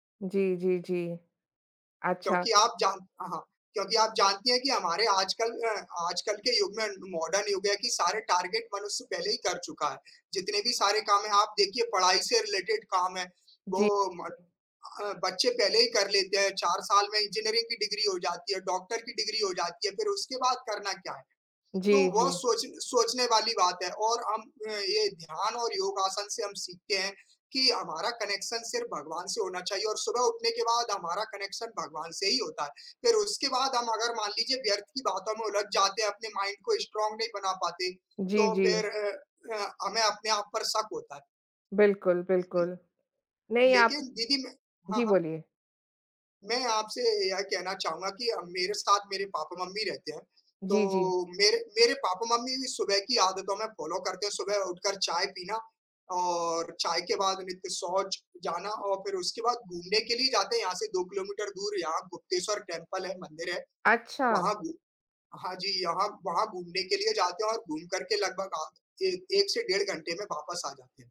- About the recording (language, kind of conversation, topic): Hindi, unstructured, आप अपने दिन की शुरुआत कैसे करते हैं?
- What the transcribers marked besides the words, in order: in English: "मॉडर्न"; in English: "टारगेट"; in English: "रिलेटेड"; in English: "कनेक्शन"; in English: "कनेक्शन"; in English: "माइंड"; in English: "स्ट्रॉन्ग"; in English: "फ़ॉलो"; in English: "टेम्पल"